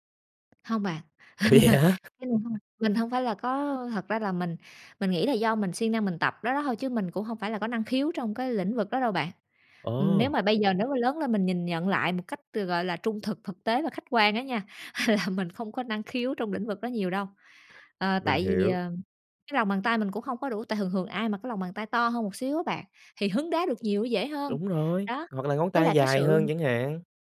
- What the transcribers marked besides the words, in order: tapping; laugh; unintelligible speech; laughing while speaking: "Ủa vậy hả?"; other background noise; laugh
- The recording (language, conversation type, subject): Vietnamese, podcast, Bạn có thể kể về trò chơi mà bạn mê nhất khi còn nhỏ không?